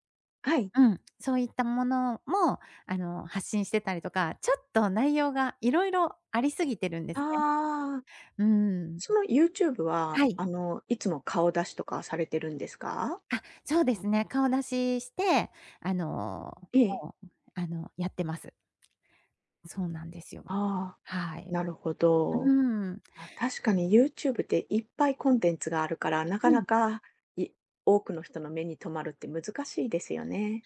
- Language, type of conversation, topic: Japanese, advice, 期待した売上が出ず、自分の能力に自信が持てません。どうすればいいですか？
- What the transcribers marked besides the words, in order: other background noise